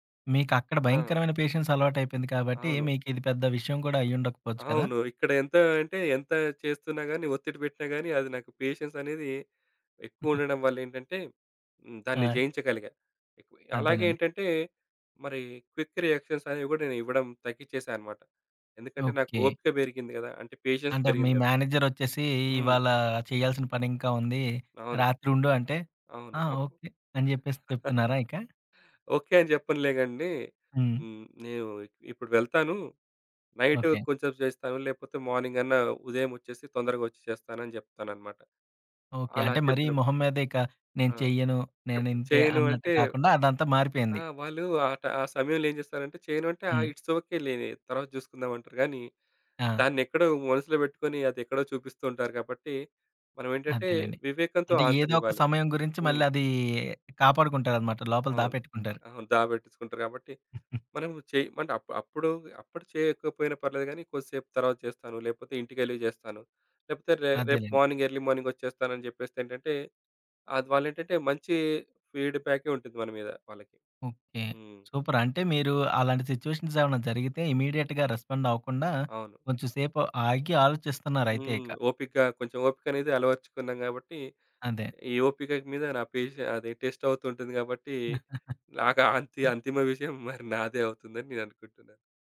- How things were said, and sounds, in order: in English: "పేషెన్స్"; other background noise; in English: "పేషెన్స్"; giggle; tapping; in English: "క్విక్ రియాక్షన్స్"; in English: "పేషెన్స్"; in English: "మేనేజర్"; giggle; in English: "మార్నింగ్"; in English: "ఇట్స్ ఓకే"; in English: "అన్సర్"; giggle; in English: "మార్నింగ్ ఎర్లీ మార్నింగ్"; in English: "సూపర్"; in English: "సిచువేషన్స్"; in English: "ఇమ్మీడియేట్‌గా రెస్పాండ్"; in English: "టెస్ట్"; chuckle; laughing while speaking: "ఆ అంతి అంతిమ విషయం మరి నాదే"
- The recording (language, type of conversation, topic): Telugu, podcast, బలహీనతను బలంగా మార్చిన ఒక ఉదాహరణ చెప్పగలరా?